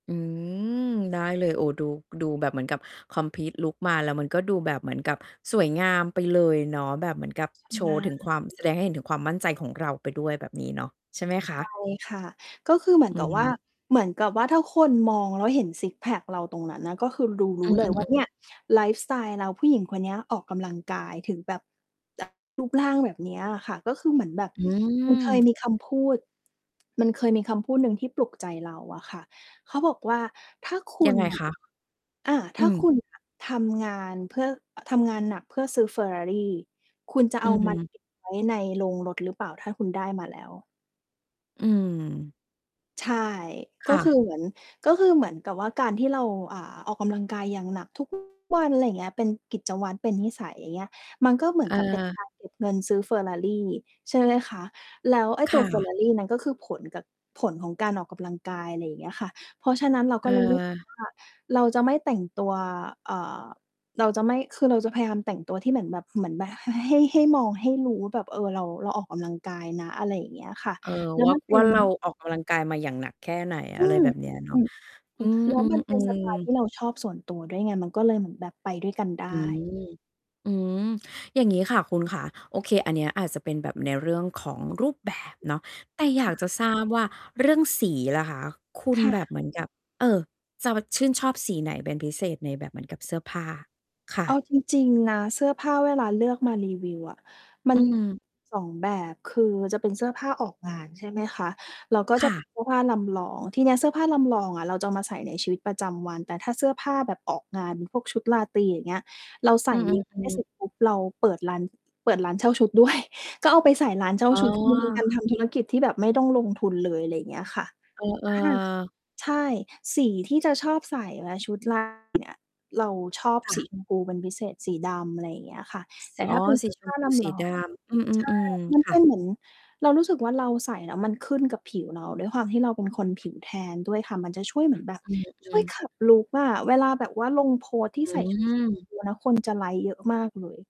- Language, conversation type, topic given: Thai, podcast, การแต่งตัวของคุณเล่าเรื่องชีวิตของคุณอย่างไร?
- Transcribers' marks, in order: in English: "คอมพลีตลุก"; tapping; distorted speech; other background noise; "เพื่อ" said as "เพ่อ"; laughing while speaking: "ด้วย"